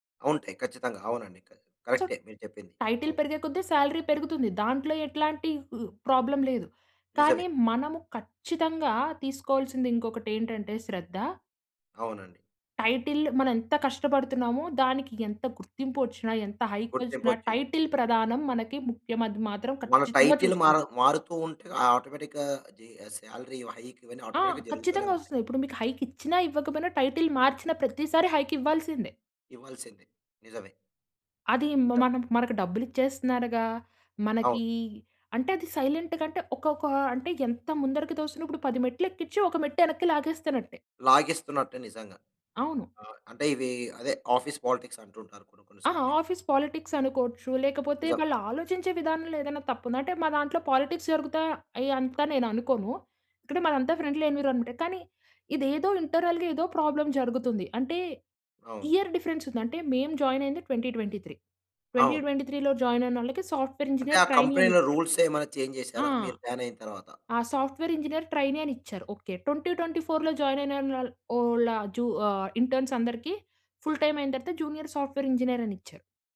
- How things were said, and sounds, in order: in English: "సొ, టైటిల్"; in English: "సాలరీ"; in English: "ప్రాబ్లమ్"; in English: "టైటిల్"; in English: "టైటిల్"; in English: "టైటిల్"; in English: "ఆటోమేటిక్‌గా"; in English: "సాలరీ"; in English: "హైక్"; in English: "ఆటోమేటిక్‌గా"; in English: "టైటిల్"; in English: "సైలెంట్‌గా"; in English: "ఆఫీస్ పాలిటిక్స్"; in English: "ఆఫీస్ పాలిటిక్స్"; in English: "పాలిటిక్స్"; in English: "ఫ్రెండ్లీ"; in English: "ఇంటర్నల్‌గా"; in English: "ప్రాబ్లమ్"; in English: "ఇయర్ డిఫరెన్స్"; in English: "జాయిన్"; in English: "ట్వెంటీ ట్వెంటీ త్రీ. ట్వెంటీ ట్వెంటీ త్రీలో జాయిన్"; in English: "సాఫ్ట్వేర్ ఇంజినీర్ ట్రైనీ"; in English: "కంపెనీ‌లో రూల్స్"; in English: "చేంజ్"; in English: "బ్యాన్"; in English: "సాఫ్ట్వేర్ ఇంజినీర్ ట్రైనీ"; in English: "ట్వెంటీ ట్వెంటీ ఫౌర్‌లో జాయిన్"; in English: "ఇంటర్న్స్"; in English: "ఫుల్ టైం"; in English: "జూనియర్ సాఫ్ట్వేర్ ఇంజినీర్"
- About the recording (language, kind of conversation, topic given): Telugu, podcast, ఉద్యోగ హోదా మీకు ఎంత ప్రాముఖ్యంగా ఉంటుంది?